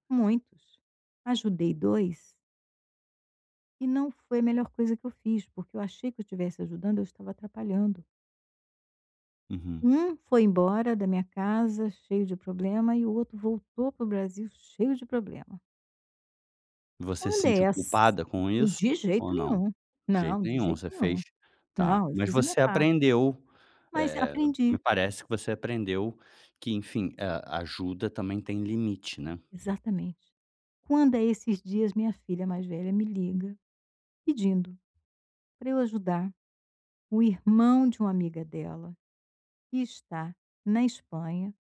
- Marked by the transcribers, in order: other background noise
- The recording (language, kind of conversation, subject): Portuguese, advice, Como posso ajudar um amigo com problemas sem assumir a responsabilidade por eles?